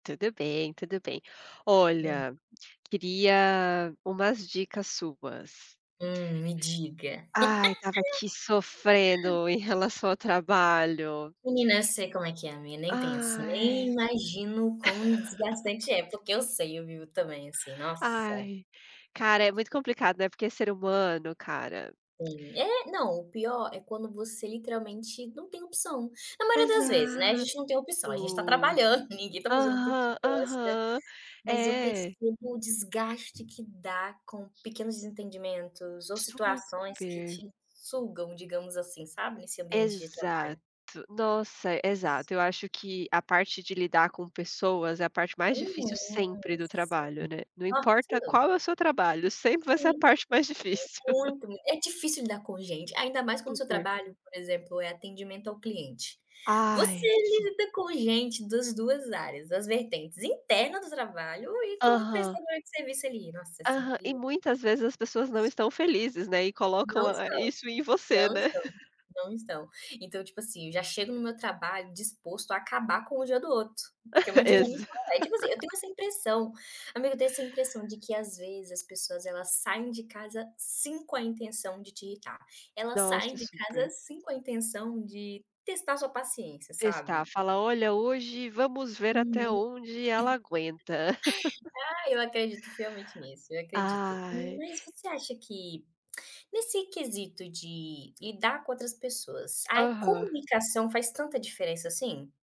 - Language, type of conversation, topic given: Portuguese, unstructured, Como resolver um desentendimento no trabalho?
- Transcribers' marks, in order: tapping; laugh; drawn out: "Ai"; laugh; other background noise; drawn out: "Exato"; chuckle; laugh; laugh; laughing while speaking: "Exa"; chuckle; laugh; tongue click